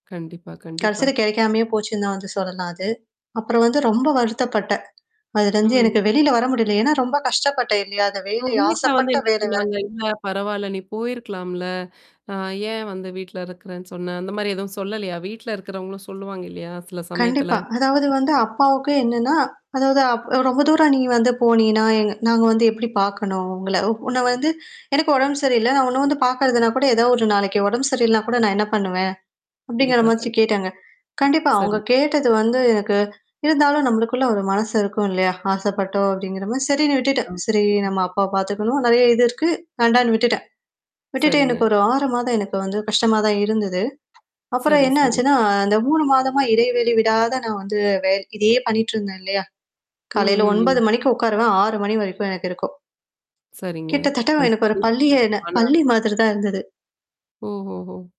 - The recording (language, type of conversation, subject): Tamil, podcast, விரும்பிய வேலை கிடைக்காமல் இருக்கும் போது, நீங்கள் உங்களை எப்படி ஊக்கப்படுத்திக் கொள்கிறீர்கள்?
- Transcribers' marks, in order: tapping; mechanical hum; static; distorted speech